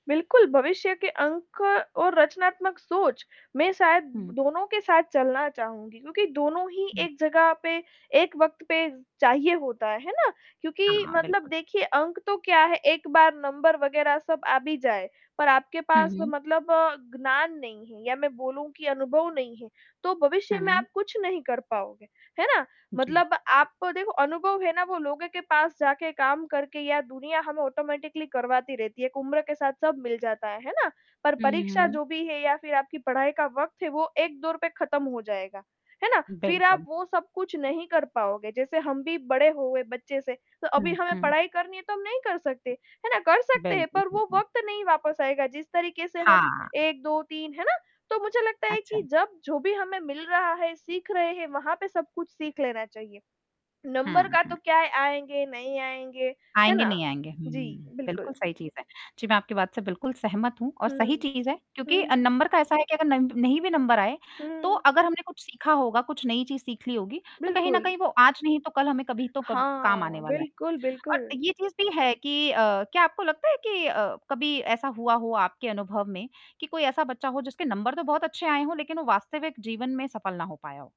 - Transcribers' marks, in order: static; distorted speech; in English: "नंबर"; "ज्ञान" said as "ग्नान"; in English: "ऑटोमैटिकली"; in English: "नंबर"; in English: "नंबर"; in English: "नंबर"; other background noise; mechanical hum; in English: "नंबर"
- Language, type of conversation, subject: Hindi, unstructured, क्या परीक्षाओं में अंक सबसे ज़रूरी होते हैं?